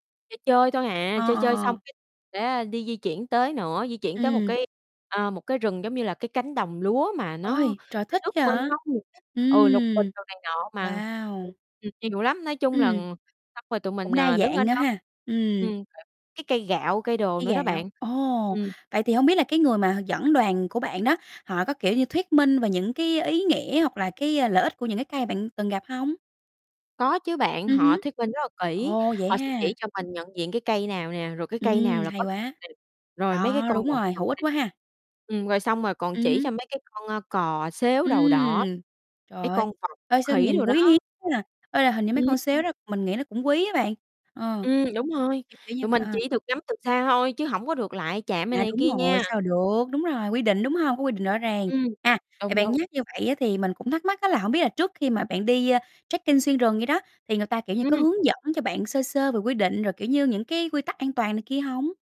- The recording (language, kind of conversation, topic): Vietnamese, podcast, Bạn có thể kể cho mình nghe về một trải nghiệm đáng nhớ của bạn với thiên nhiên không?
- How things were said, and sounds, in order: distorted speech; other background noise; unintelligible speech; unintelligible speech; in English: "trekking"